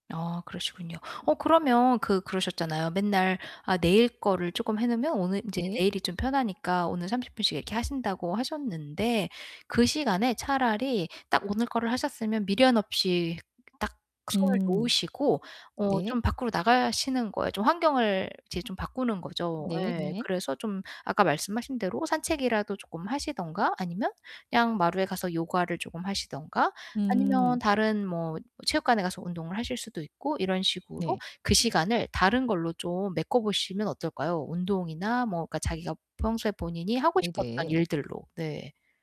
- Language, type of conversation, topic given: Korean, advice, 휴식할 때 왜 자꾸 불안하고 편안함을 느끼지 못하나요?
- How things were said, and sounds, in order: distorted speech